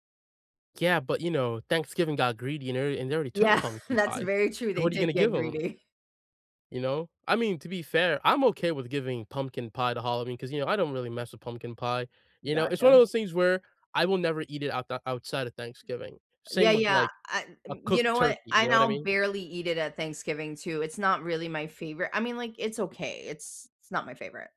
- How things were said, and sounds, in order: laughing while speaking: "Yeah"; chuckle
- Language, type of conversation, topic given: English, unstructured, What is your favorite meal to enjoy on special occasions?
- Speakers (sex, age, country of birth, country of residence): female, 40-44, United States, United States; male, 20-24, United States, United States